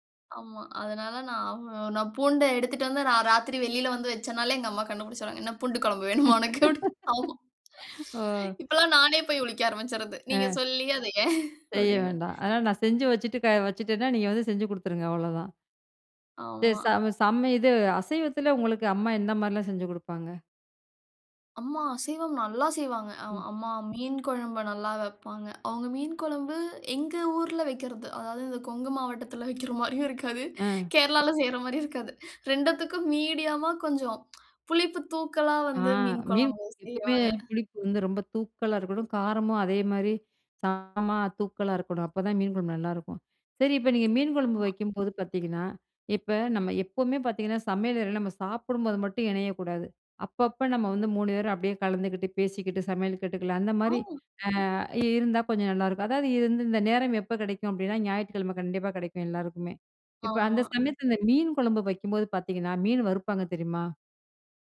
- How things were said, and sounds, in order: laugh; laughing while speaking: "பூண்டு குழம்பு வேணுமா உனக்கு அப்பிடின்டு, ஆமா"; breath; "உரிக்க" said as "உளிக்க"; laughing while speaking: "அத ஏன்?"; laughing while speaking: "அதாவது இந்த கொங்கு மாவட்டத்தில வைக்கிற … மீன் கொழம்பு செய்வாங்க"; other noise; "காரமா" said as "சாரமா"; other background noise
- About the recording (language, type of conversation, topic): Tamil, podcast, வழக்கமான சமையல் முறைகள் மூலம் குடும்பம் எவ்வாறு இணைகிறது?